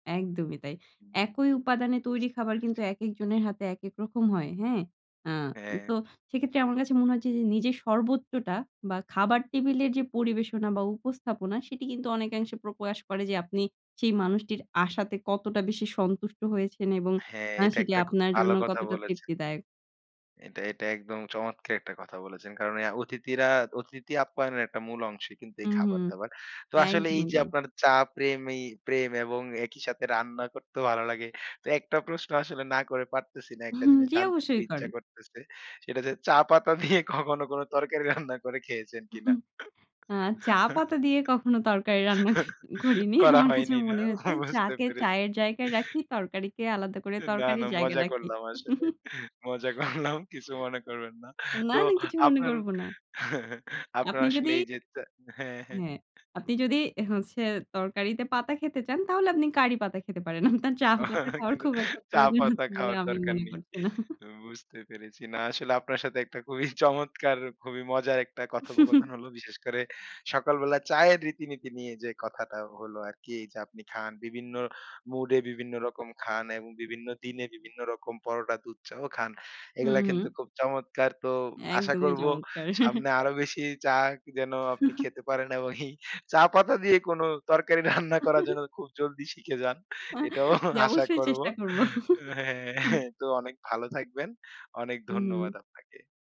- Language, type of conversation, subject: Bengali, podcast, সকালে চা বানানোর আপনার কোনো রীতিনীতি আছে?
- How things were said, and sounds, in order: other background noise; chuckle; chuckle; laughing while speaking: "আ চা পাতা দিয়ে কখনো … তরকারির জায়গায় রাখি"; laughing while speaking: "চা পাতা দিয়ে কখনো কোন … না? বুঝতে পেরেছি"; laugh; laughing while speaking: "এ না, না। মজা করলাম … না। তো আপনার"; chuckle; chuckle; laughing while speaking: "আপনার চা পাতা খাওয়ার খুব … মনে করছি না"; chuckle; laughing while speaking: "অ কিন্তু চা পাতা খাওয়ার … একটা কথোপকথন হলো"; chuckle; laughing while speaking: "হুম, হুম"; chuckle; laughing while speaking: "এই চা পাতা দিয়ে কোন … করব। ও হ্যাঁ"; chuckle; chuckle; laughing while speaking: "জি অবশ্যই চেষ্টা করবো"; chuckle